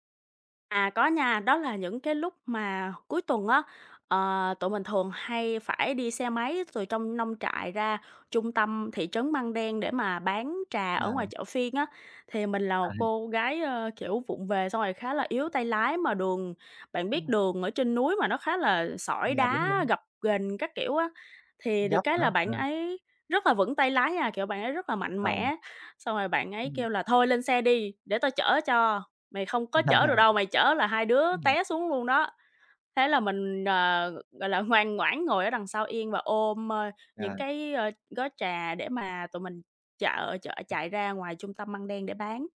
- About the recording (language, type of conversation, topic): Vietnamese, podcast, Bạn đã từng gặp một người hoàn toàn xa lạ rồi sau đó trở thành bạn thân với họ chưa?
- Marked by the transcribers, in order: tapping; laugh; other background noise